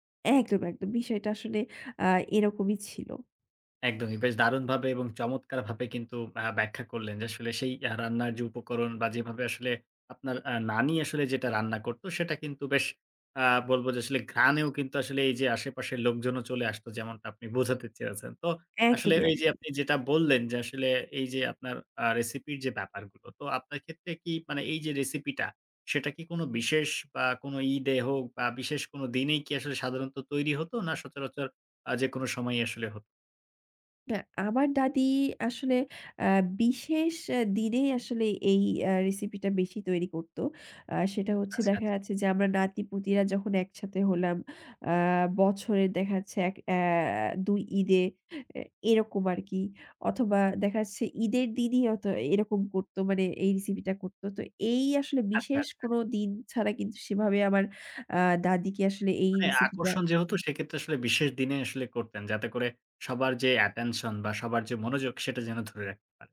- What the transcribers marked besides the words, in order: bird
- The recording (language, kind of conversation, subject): Bengali, podcast, তোমাদের বাড়ির সবচেয়ে পছন্দের রেসিপি কোনটি?